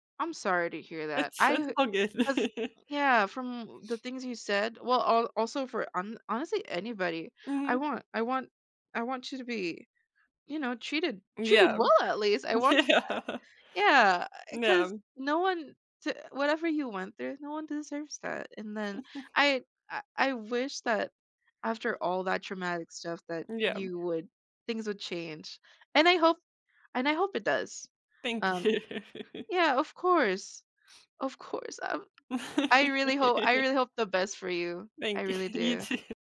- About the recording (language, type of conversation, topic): English, unstructured, What steps can you take to build greater self-confidence in your daily life?
- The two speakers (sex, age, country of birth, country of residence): female, 20-24, Philippines, United States; female, 20-24, United States, United States
- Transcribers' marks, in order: chuckle; laughing while speaking: "Yeah"; chuckle; laughing while speaking: "you"; tapping; laugh; laughing while speaking: "you, you too"